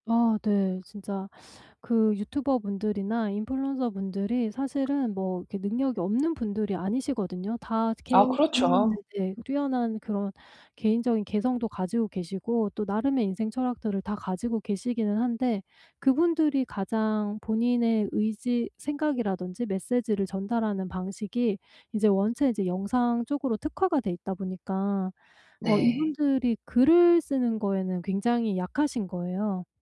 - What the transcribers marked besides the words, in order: other background noise; tapping; in English: "인플루언서분들이"
- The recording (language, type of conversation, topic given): Korean, advice, 내 직업이 내 개인적 가치와 정말 잘 맞는지 어떻게 알 수 있을까요?